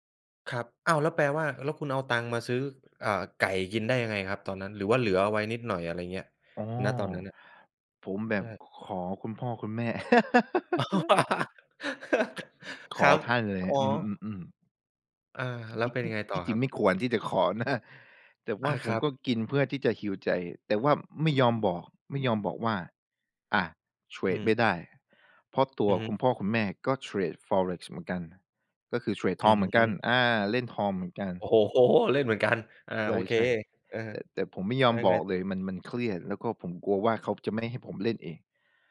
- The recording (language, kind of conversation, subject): Thai, podcast, ทำยังไงถึงจะหาแรงจูงใจได้เมื่อรู้สึกท้อ?
- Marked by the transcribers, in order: laugh; laughing while speaking: "ครับ"; other noise; chuckle; in English: "heal"; laughing while speaking: "โอ้โฮ เล่นเหมือนกัน"